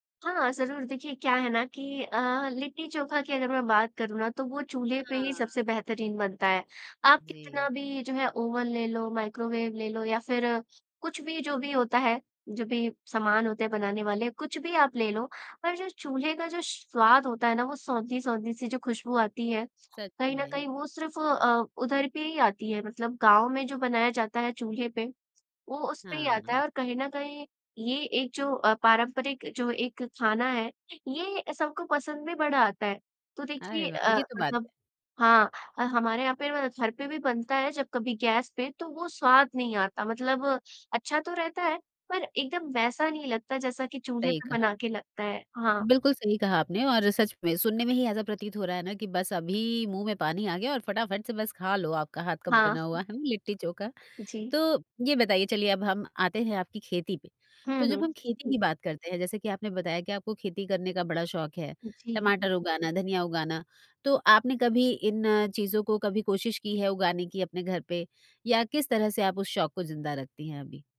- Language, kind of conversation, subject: Hindi, podcast, बचपन का कोई शौक अभी भी ज़िंदा है क्या?
- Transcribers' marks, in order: laughing while speaking: "हुआ लिट्टी चोखा"